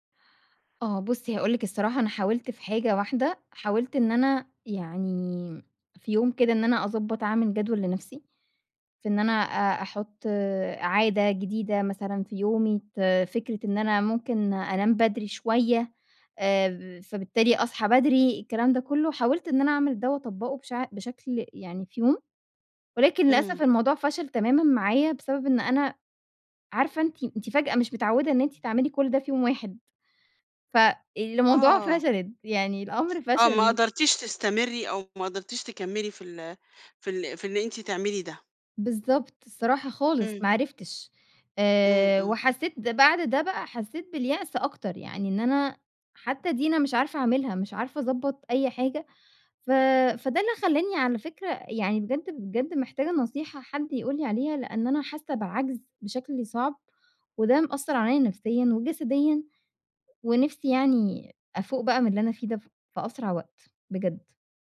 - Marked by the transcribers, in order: none
- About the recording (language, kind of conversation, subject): Arabic, advice, ليه مش قادر تلتزم بروتين تمرين ثابت؟